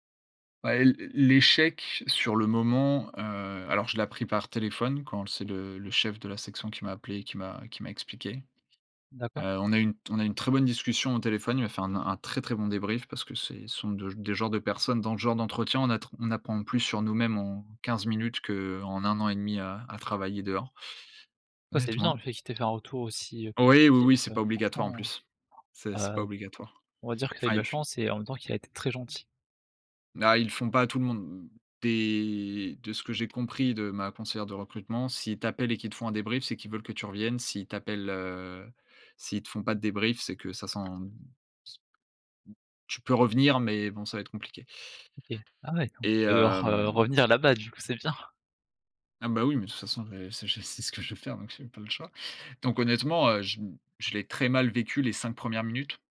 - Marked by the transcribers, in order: other background noise; tapping; laughing while speaking: "c'est bien"; laughing while speaking: "faire"
- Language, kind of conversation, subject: French, podcast, Peux-tu nous parler d’un échec qui t’a fait grandir ?